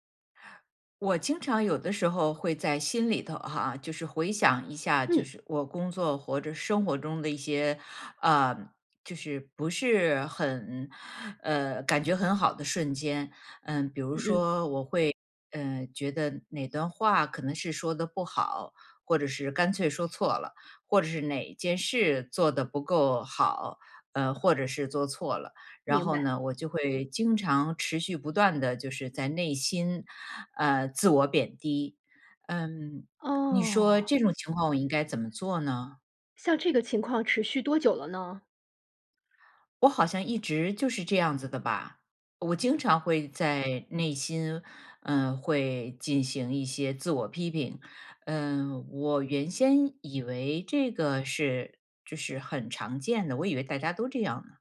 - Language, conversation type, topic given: Chinese, advice, 我该如何描述自己持续自我贬低的内心对话？
- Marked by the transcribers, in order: "或者" said as "活着"; other background noise